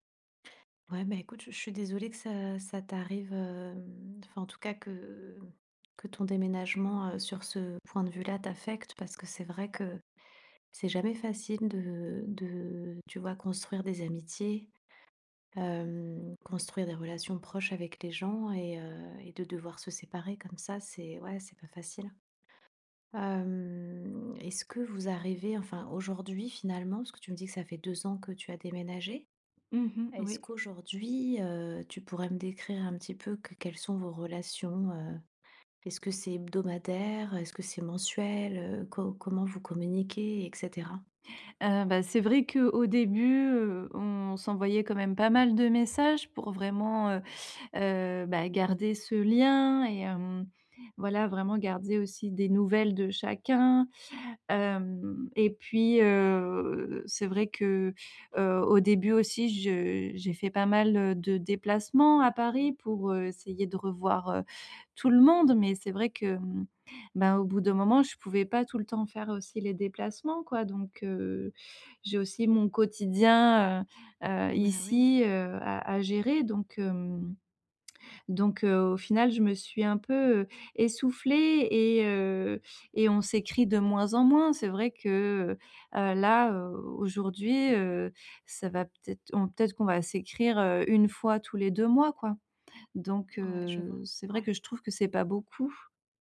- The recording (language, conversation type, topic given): French, advice, Comment gérer l’éloignement entre mon ami et moi ?
- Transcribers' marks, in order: other background noise